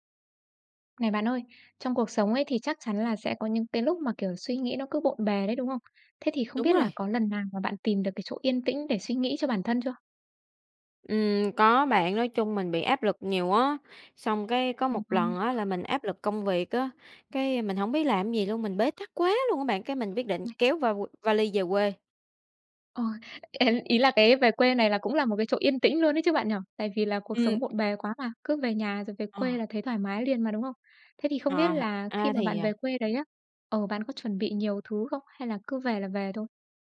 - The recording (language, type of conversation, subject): Vietnamese, podcast, Bạn có thể kể về một lần bạn tìm được một nơi yên tĩnh để ngồi lại và suy nghĩ không?
- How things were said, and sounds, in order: other background noise; tapping; unintelligible speech; unintelligible speech